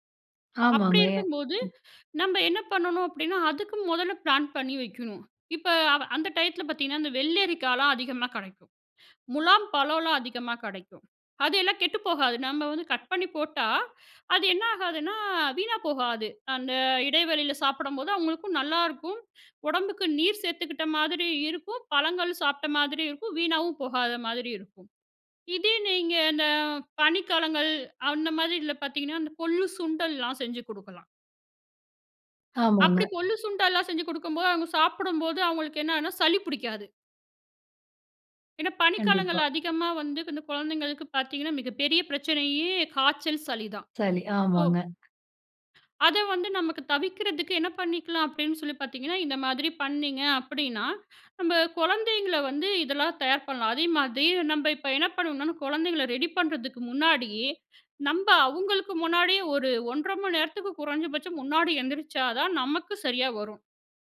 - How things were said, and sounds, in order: other background noise; "முதல்ல" said as "மொதல்ல"; inhale; inhale; "தவிர்க்கறதுக்கு" said as "தவிக்கிறதுக்கு"
- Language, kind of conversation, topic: Tamil, podcast, குழந்தைகளை பள்ளிக்குச் செல்ல நீங்கள் எப்படி தயார் செய்கிறீர்கள்?